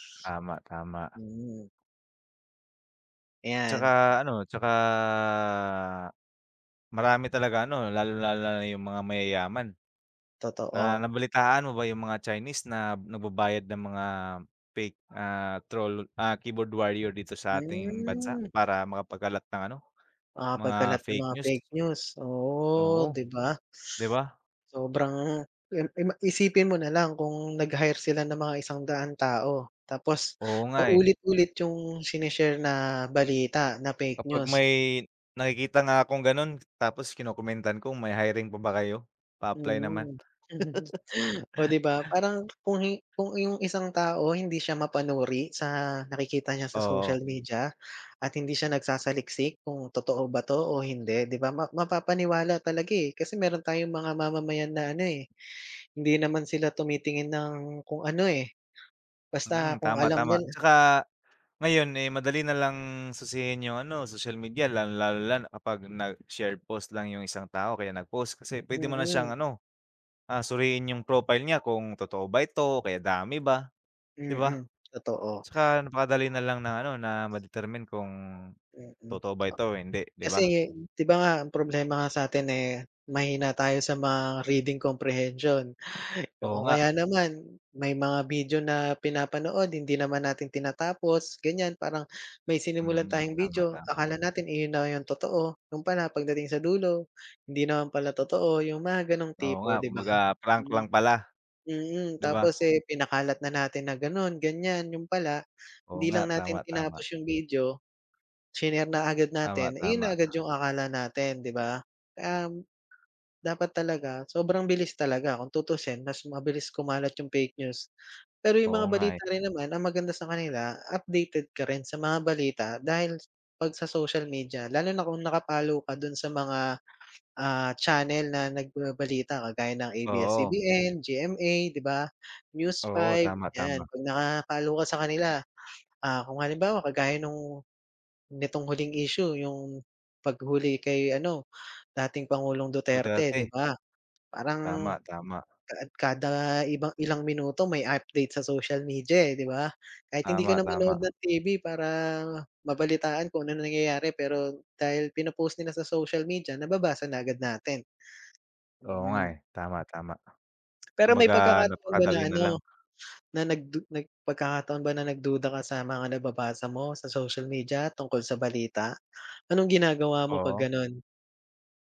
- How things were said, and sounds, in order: drawn out: "tsaka"; other background noise; drawn out: "Hmm"; chuckle; laugh
- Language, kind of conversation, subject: Filipino, unstructured, Ano ang palagay mo sa epekto ng midyang panlipunan sa balita?